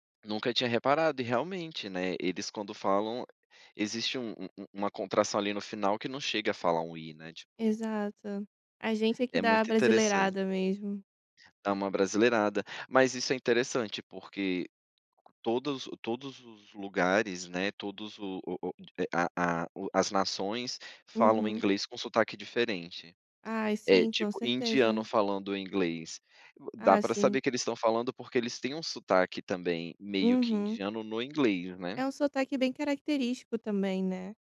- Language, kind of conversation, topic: Portuguese, podcast, Como o modo de falar da sua família mudou ao longo das gerações?
- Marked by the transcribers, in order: tapping